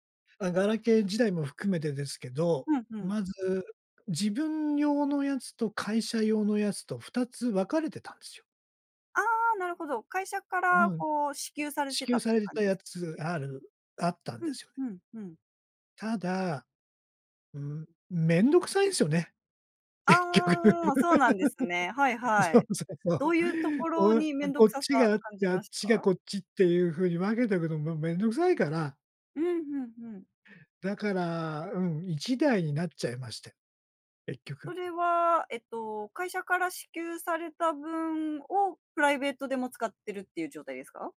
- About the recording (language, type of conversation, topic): Japanese, podcast, 仕事用とプライベートのアカウントを分けていますか？
- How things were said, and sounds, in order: laughing while speaking: "結局。 そう そう そう"; laugh